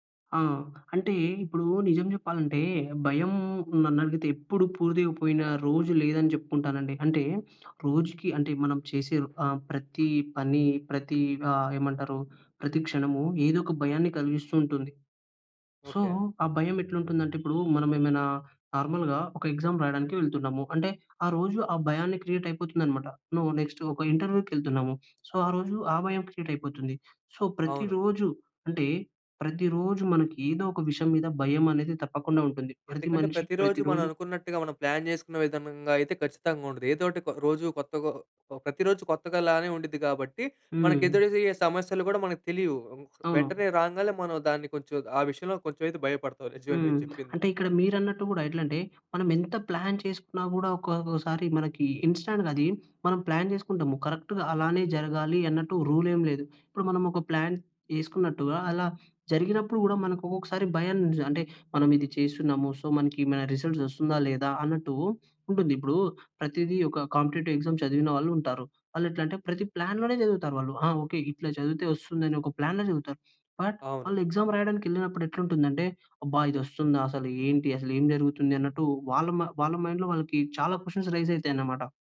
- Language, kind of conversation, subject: Telugu, podcast, భయాన్ని అధిగమించి ముందుకు ఎలా వెళ్లావు?
- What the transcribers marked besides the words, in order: in English: "సో"; horn; in English: "నార్మల్‌గా"; in English: "ఎక్సామ్"; in English: "క్రియేట్"; in English: "నెక్స్ట్"; in English: "ఇంటర్వ్యూకెళ్తున్నాము సో"; in English: "సో"; in English: "ప్లాన్"; in English: "ప్లాన్"; in English: "ఇన్స్టాంట్‌గా"; in English: "ప్లాన్"; in English: "కరెక్ట్‌గా"; in English: "రూల్"; in English: "ప్లాన్"; in English: "సో"; in English: "రిజల్ట్స్"; in English: "కాంపిటేటివ్ ఎగ్జామ్"; in English: "ప్లాన్"; in English: "ప్లాన్‌లో"; in English: "బట్"; in English: "ఎగ్జామ్"; in English: "మైండ్‌లో"; in English: "క్వెషన్ రైజ్"